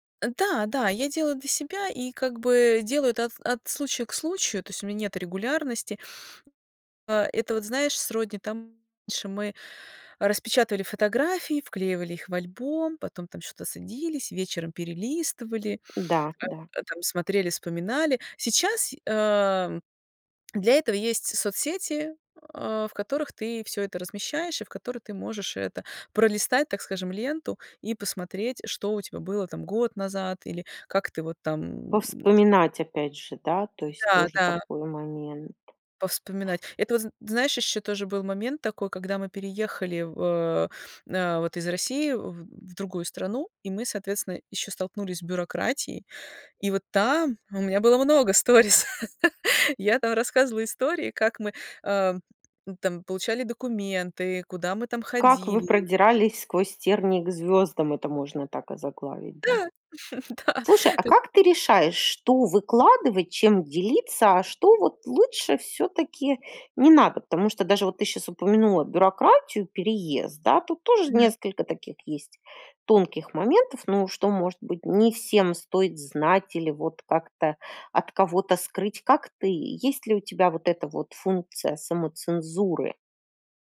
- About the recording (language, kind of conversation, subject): Russian, podcast, Как вы превращаете личный опыт в историю?
- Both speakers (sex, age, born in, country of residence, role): female, 40-44, Russia, Portugal, guest; female, 45-49, Russia, Spain, host
- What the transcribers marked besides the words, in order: tapping; grunt; laugh; laughing while speaking: "да"